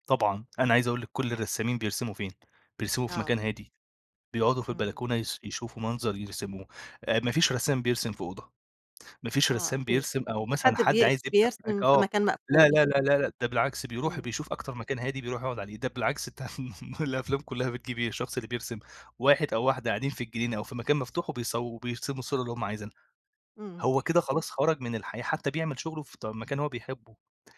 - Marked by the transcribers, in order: unintelligible speech; laugh
- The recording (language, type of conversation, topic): Arabic, podcast, إيه الحاجات البسيطة اللي بتقرّب الناس من الطبيعة؟